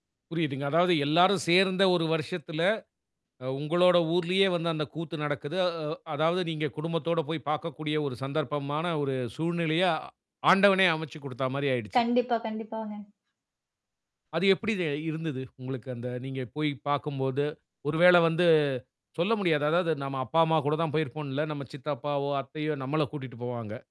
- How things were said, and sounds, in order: none
- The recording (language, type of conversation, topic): Tamil, podcast, உங்கள் ஊரில் அனைவரும் சேர்ந்து கொண்டாடிய மறக்க முடியாத அனுபவம் ஒன்றைச் சொல்ல முடியுமா?